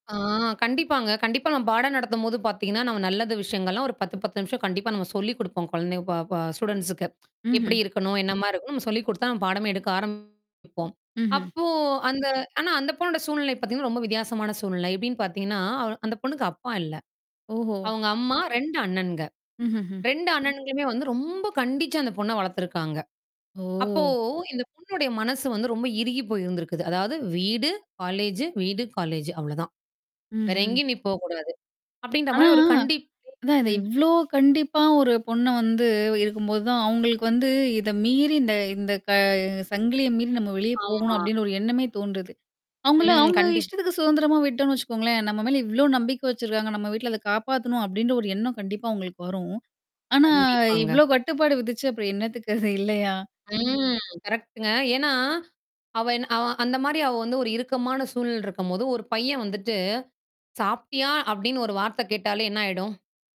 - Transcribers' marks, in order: drawn out: "ஆ"; other background noise; static; tapping; other noise; distorted speech; drawn out: "ஓ"; unintelligible speech; laughing while speaking: "அது"; drawn out: "ம்"
- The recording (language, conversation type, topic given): Tamil, podcast, ஒருவர் சோகமாகப் பேசும்போது அவர்களுக்கு ஆதரவாக நீங்கள் என்ன சொல்வீர்கள்?